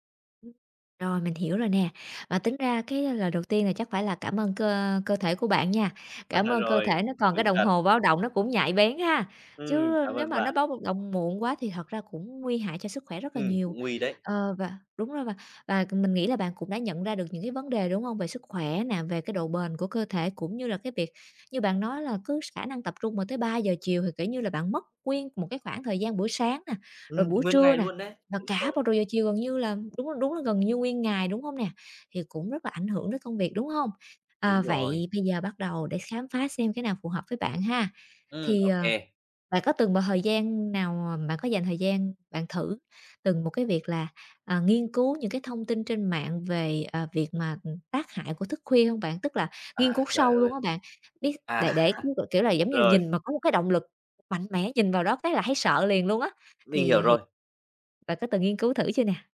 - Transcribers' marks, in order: tapping; unintelligible speech; unintelligible speech; laughing while speaking: "À"; laugh
- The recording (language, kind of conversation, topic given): Vietnamese, advice, Làm sao để thay đổi thói quen khi tôi liên tục thất bại?